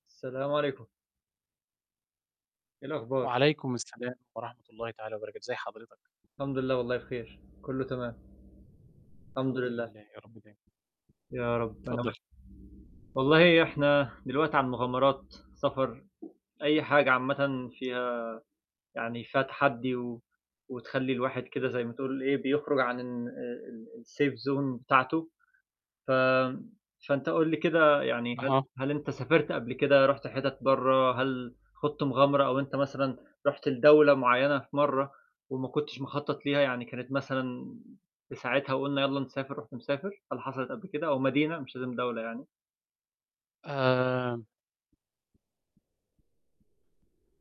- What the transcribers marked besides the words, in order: mechanical hum; distorted speech; other background noise; in English: "الsafe zone"
- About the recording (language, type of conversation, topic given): Arabic, unstructured, إيه هي المغامرة اللي لسه ما جرّبتهاش وبتتمنى تعملها؟